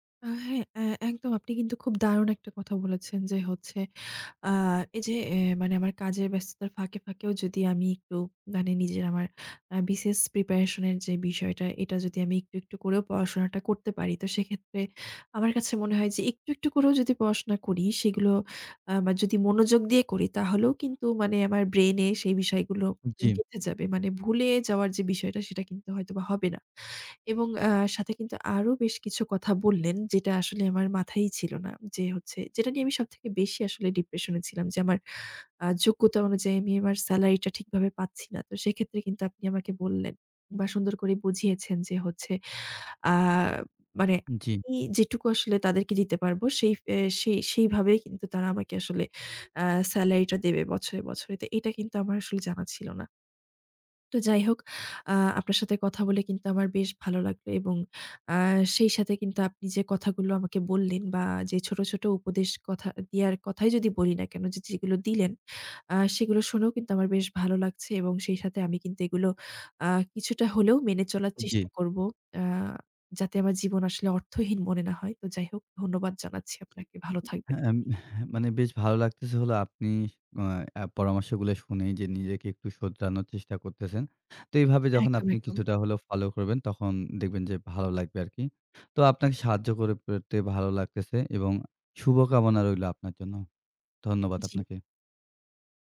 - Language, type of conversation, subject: Bengali, advice, কাজ করলেও কেন আপনার জীবন অর্থহীন মনে হয়?
- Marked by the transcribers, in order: horn; "পেরে" said as "পেরতে"